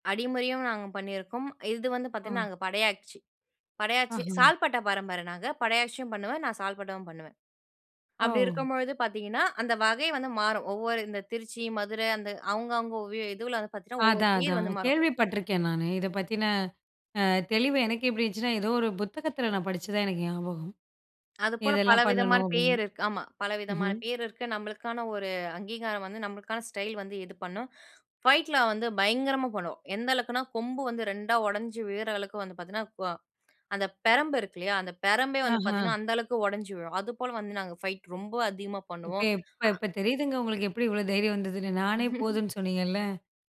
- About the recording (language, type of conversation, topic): Tamil, podcast, அதை கற்றுக்கொள்ள உங்களை தூண்டிய காரணம் என்ன?
- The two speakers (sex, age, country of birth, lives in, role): female, 20-24, India, India, guest; female, 35-39, India, India, host
- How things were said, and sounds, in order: laugh